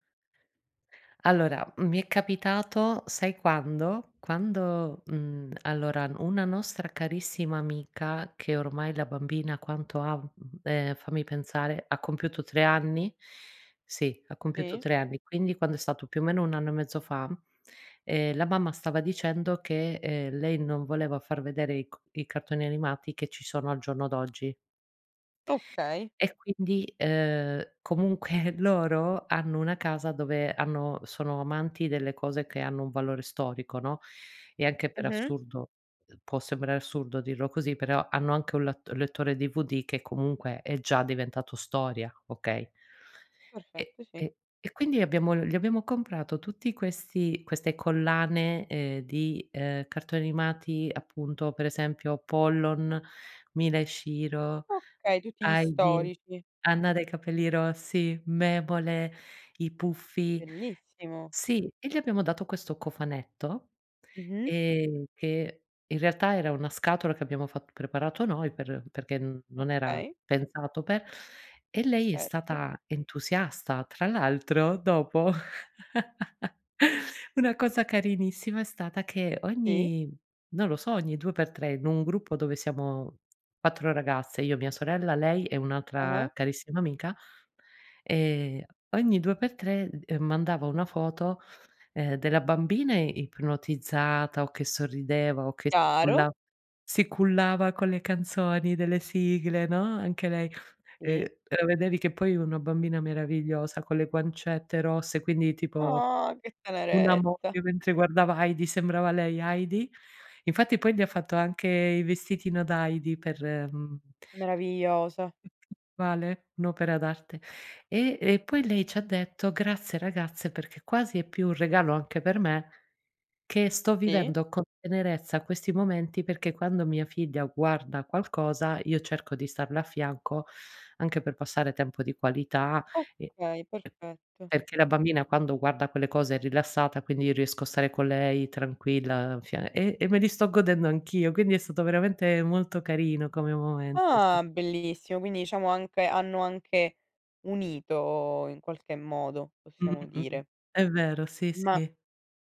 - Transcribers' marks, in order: chuckle; other background noise; inhale; chuckle; exhale; tapping
- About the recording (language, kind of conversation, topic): Italian, podcast, Hai una canzone che ti riporta subito all'infanzia?